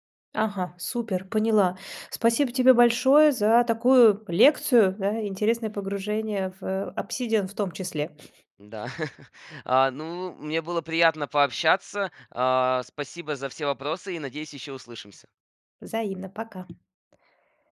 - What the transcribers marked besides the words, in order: chuckle; tapping
- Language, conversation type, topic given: Russian, podcast, Как вы формируете личную библиотеку полезных материалов?